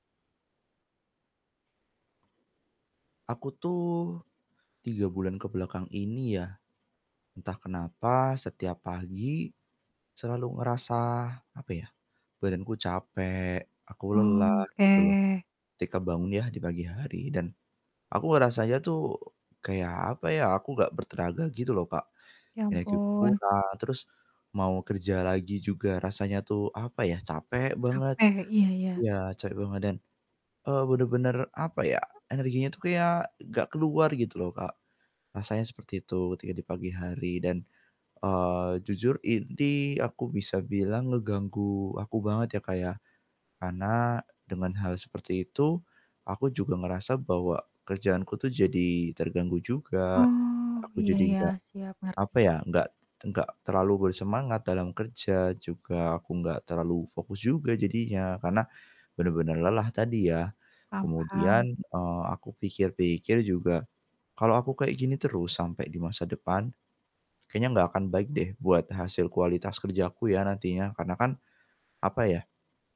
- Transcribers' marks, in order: drawn out: "Oke"; static; distorted speech
- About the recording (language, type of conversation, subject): Indonesian, advice, Bagaimana cara agar saya bisa bangun pagi dengan lebih berenergi dan tidak merasa lelah?